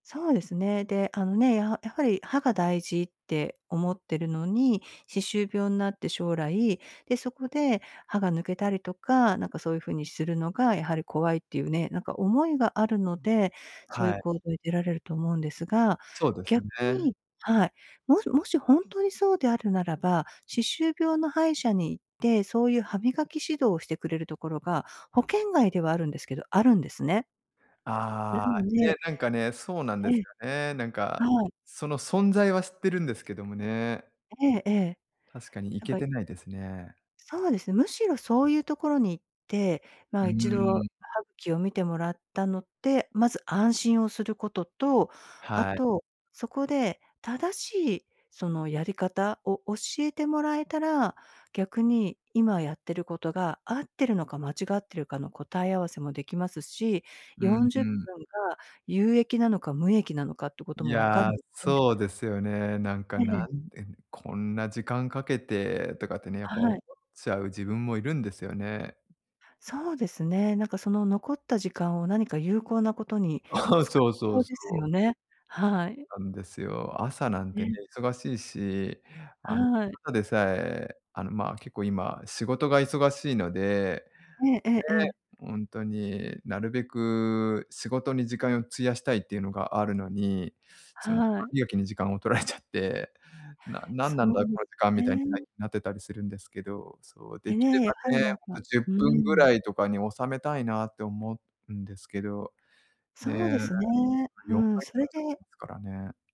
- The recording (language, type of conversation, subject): Japanese, advice, 毎朝準備に時間がかかってしまい、いつも遅刻しそうになるのを改善するにはどうすればいいですか？
- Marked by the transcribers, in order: laughing while speaking: "はあ"